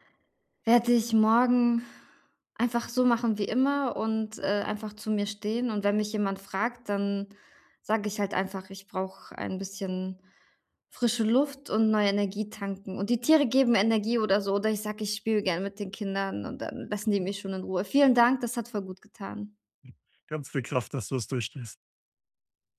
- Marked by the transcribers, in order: none
- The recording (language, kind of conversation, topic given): German, advice, Warum fühle ich mich bei Feiern mit Freunden oft ausgeschlossen?
- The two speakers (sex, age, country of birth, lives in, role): female, 35-39, Russia, Germany, user; male, 35-39, Germany, Germany, advisor